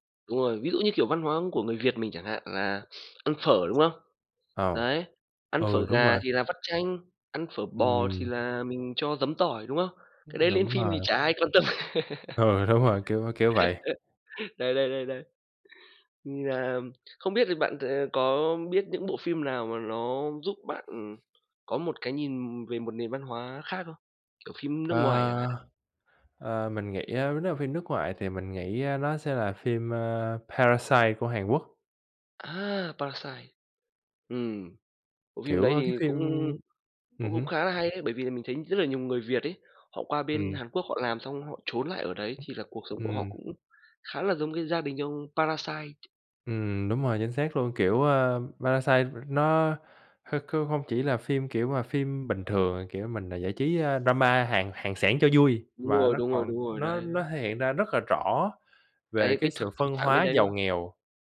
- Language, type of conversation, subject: Vietnamese, unstructured, Có nên xem phim như một cách để hiểu các nền văn hóa khác không?
- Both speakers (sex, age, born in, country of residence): male, 25-29, Vietnam, United States; male, 25-29, Vietnam, Vietnam
- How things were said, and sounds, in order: other background noise; tapping; laugh; other noise; chuckle; in English: "drama"